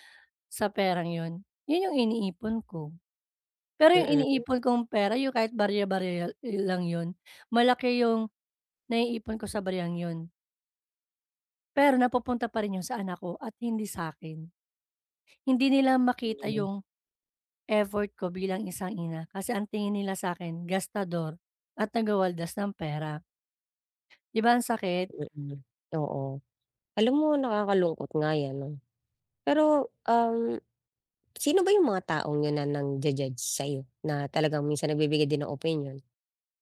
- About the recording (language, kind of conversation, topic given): Filipino, advice, Paano ko malalaman kung mas dapat akong magtiwala sa sarili ko o sumunod sa payo ng iba?
- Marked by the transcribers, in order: other background noise; tapping